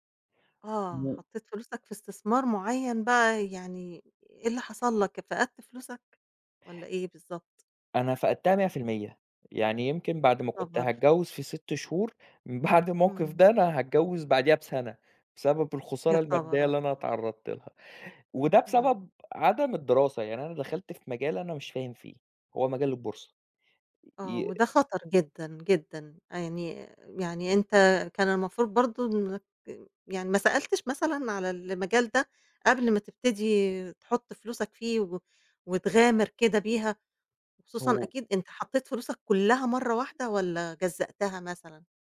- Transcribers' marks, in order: tapping
- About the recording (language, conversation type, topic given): Arabic, podcast, إزاي الضغط الاجتماعي بيأثر على قراراتك لما تاخد مخاطرة؟